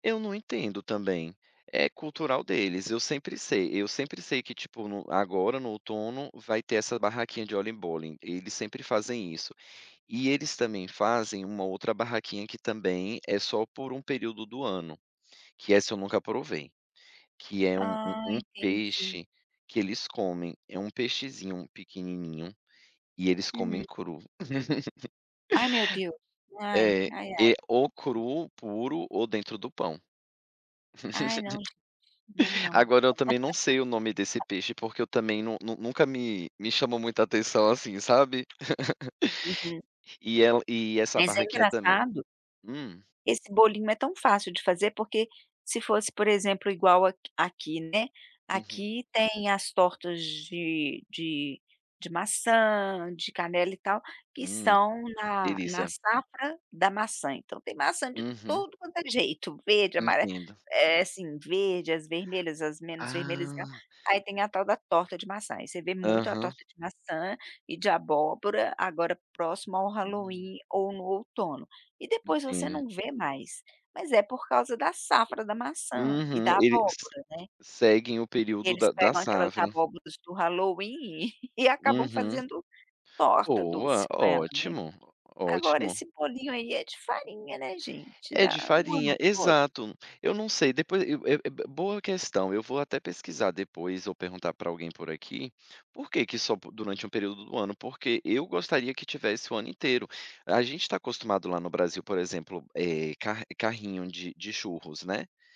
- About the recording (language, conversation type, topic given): Portuguese, podcast, Qual comida de rua mais representa a sua cidade?
- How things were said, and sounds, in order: laugh; tapping; laugh; laugh; laugh; giggle